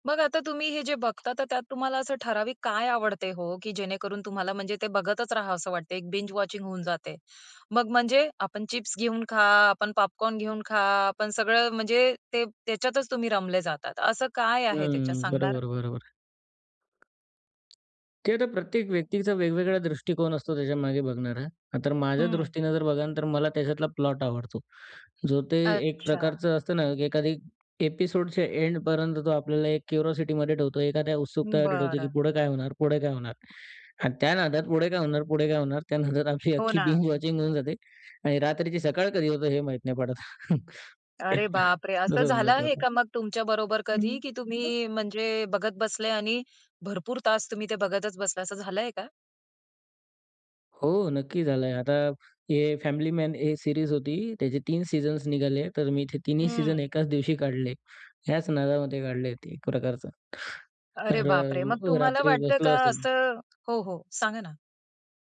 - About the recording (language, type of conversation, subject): Marathi, podcast, अनेक भाग सलग पाहण्याबद्दल तुमचं काय मत आहे?
- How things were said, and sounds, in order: tapping; in English: "बिंज वॉचिंग"; other background noise; "बघाल" said as "बघान"; in English: "प्लॉट"; in English: "एपिसोडच्या एंडपर्यंत"; in English: "क्युरॉसिटीमध्ये"; in English: "बिंज वॉचिंग"; chuckle; in English: "ए फॅमिली मॅन ए सीरीज"; in English: "सीझन्स"; in English: "सीझन"; horn